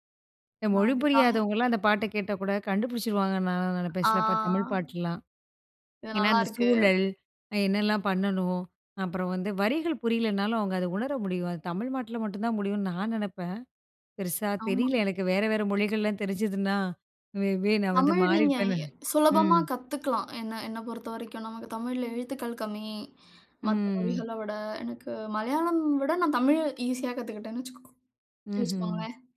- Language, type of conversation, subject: Tamil, podcast, தாய்மொழிப் பாடல் கேட்கும்போது வரும் உணர்வு, வெளிநாட்டு பாடல் கேட்கும்போது வரும் உணர்விலிருந்து வேறுபடுகிறதா?
- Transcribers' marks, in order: drawn out: "ஆ"; "தமிழ்நாட்டுல" said as "தமிழ்மாட்ல"; in English: "மே பி"